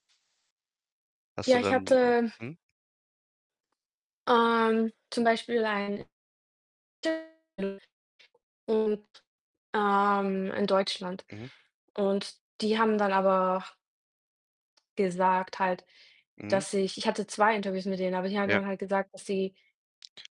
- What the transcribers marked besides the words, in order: other background noise; unintelligible speech; distorted speech; unintelligible speech
- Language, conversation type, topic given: German, unstructured, Was nervt dich an deinem Job am meisten?
- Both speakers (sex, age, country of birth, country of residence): female, 30-34, Germany, Germany; male, 25-29, Germany, Germany